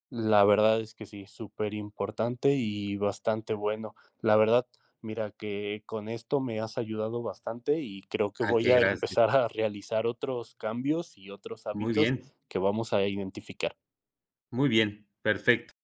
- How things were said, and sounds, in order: background speech
- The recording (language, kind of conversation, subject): Spanish, unstructured, ¿Alguna vez cambiaste un hábito y te sorprendieron los resultados?